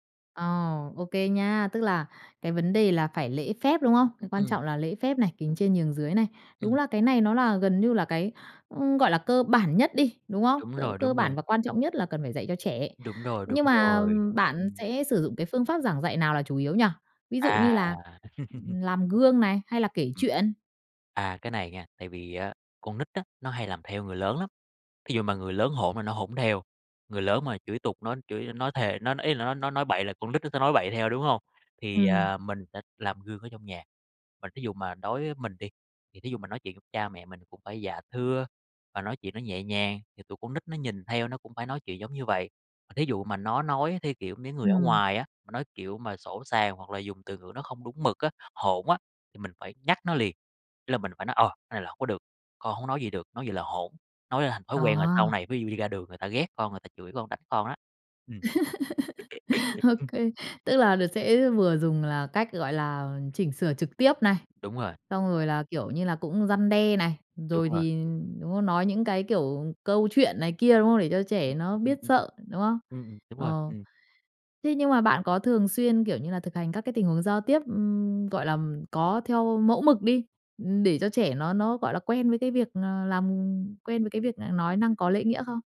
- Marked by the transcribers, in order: laugh; tapping; laugh; laugh
- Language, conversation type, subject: Vietnamese, podcast, Bạn dạy con về lễ nghĩa hằng ngày trong gia đình như thế nào?